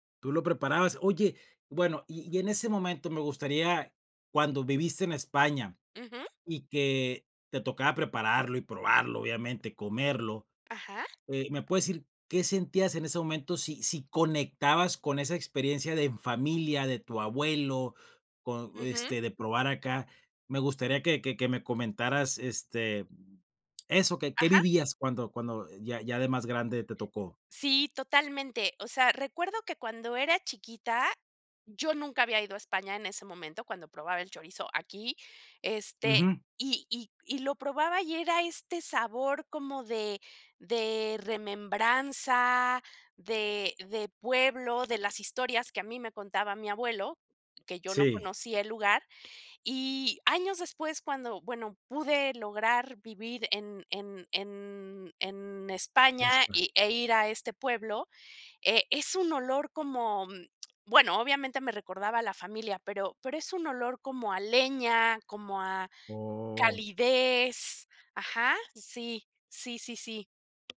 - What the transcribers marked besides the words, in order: other background noise; tapping
- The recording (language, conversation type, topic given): Spanish, podcast, ¿Qué comida te recuerda a tu infancia y por qué?